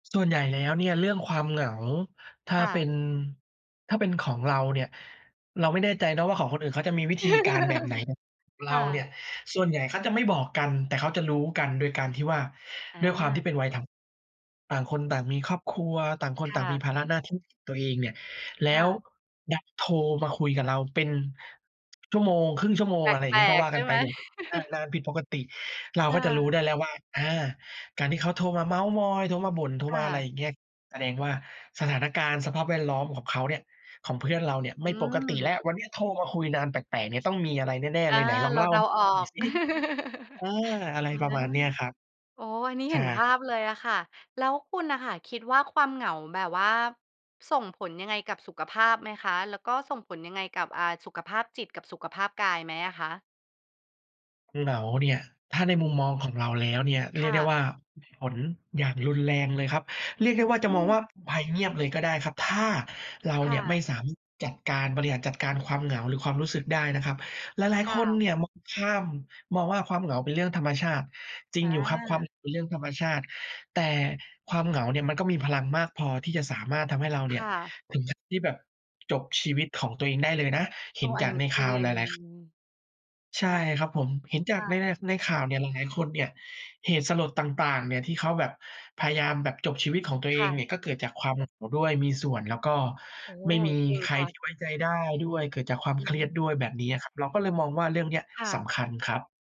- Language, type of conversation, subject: Thai, podcast, คุณมีวิธีรับมือกับความเหงาในเมืองใหญ่อย่างไร?
- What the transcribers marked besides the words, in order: laugh; other noise; chuckle; chuckle; unintelligible speech; background speech